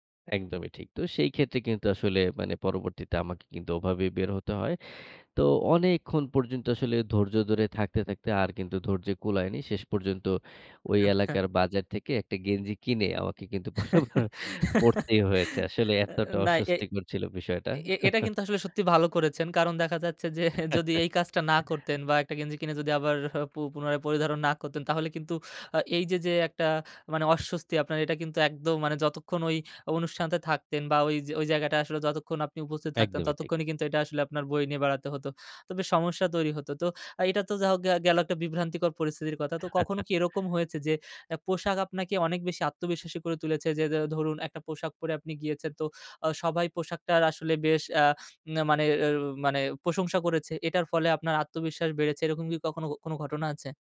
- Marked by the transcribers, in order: laugh; laughing while speaking: "পরে আবার পড়তেই হয়েছে। আসলে এতটা অস্বস্তিকর ছিল বিষয়টা"; laughing while speaking: "যে"; chuckle; chuckle; chuckle
- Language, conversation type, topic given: Bengali, podcast, পোশাক বাছাই ও পরিধানের মাধ্যমে তুমি কীভাবে নিজের আত্মবিশ্বাস বাড়াও?